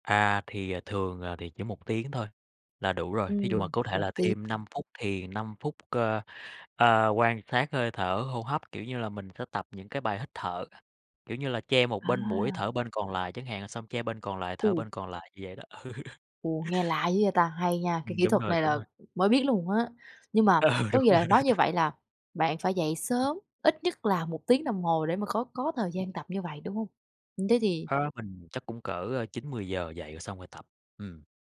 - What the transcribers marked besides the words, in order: other background noise; tapping; laughing while speaking: "Ừ"; laughing while speaking: "Ừ, đúng rồi"
- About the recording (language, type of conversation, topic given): Vietnamese, podcast, Bạn có thể kể về một thói quen hằng ngày giúp bạn giảm căng thẳng không?